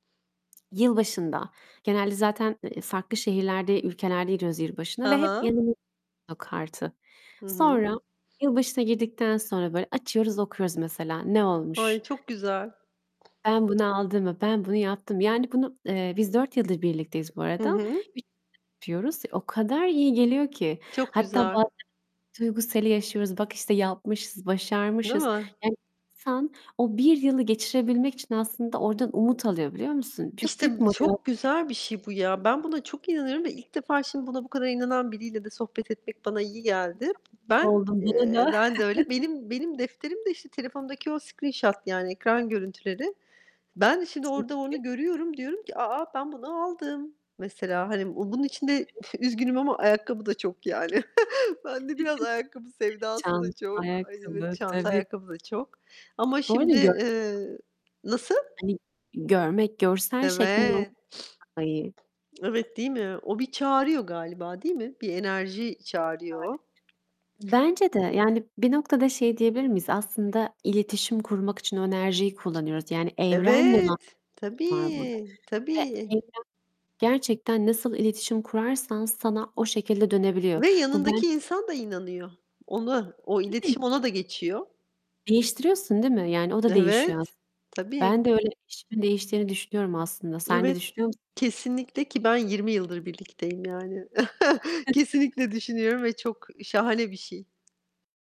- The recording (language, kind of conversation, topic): Turkish, unstructured, Bir ilişkide iletişim neden önemlidir?
- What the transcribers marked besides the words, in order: tapping; distorted speech; static; other background noise; unintelligible speech; unintelligible speech; chuckle; in English: "screenshot"; chuckle; laughing while speaking: "Bende biraz ayakkabı sevdası da çok"; drawn out: "Evet"; sniff; drawn out: "Evet. Tabii, tabii"; chuckle